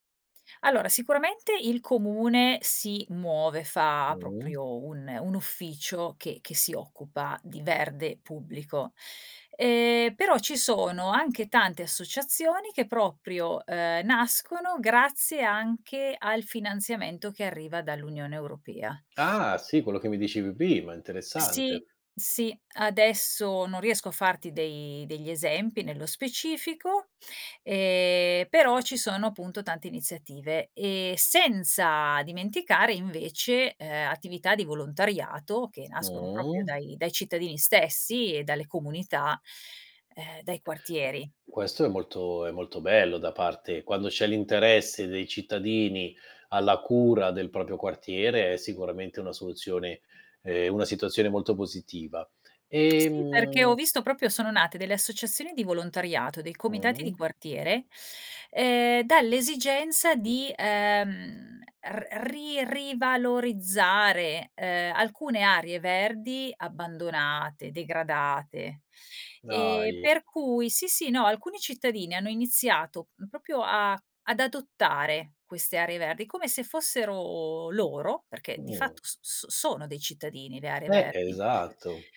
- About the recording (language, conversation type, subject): Italian, podcast, Quali iniziative locali aiutano a proteggere il verde in città?
- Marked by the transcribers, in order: "proprio" said as "propio"; "proprio" said as "propio"; "proprio" said as "propio"